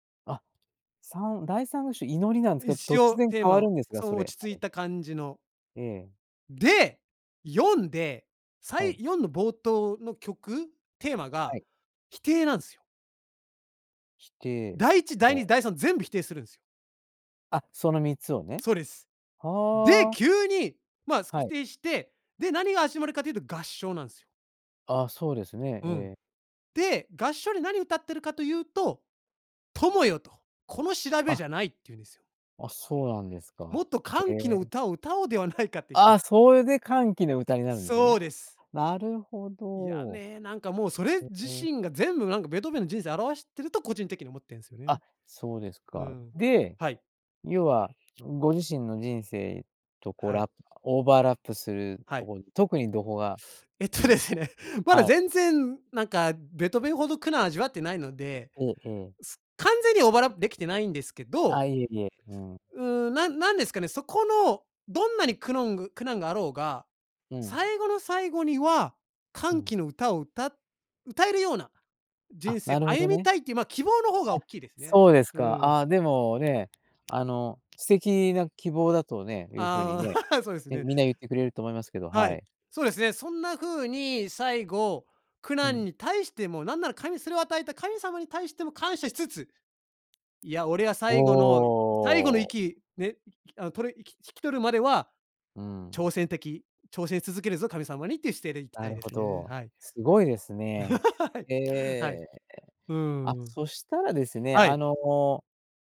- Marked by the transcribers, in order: tapping; other background noise; laughing while speaking: "えっとですね"; laugh; other noise; laugh
- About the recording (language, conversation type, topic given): Japanese, podcast, 自分の人生を映画にするとしたら、主題歌は何ですか？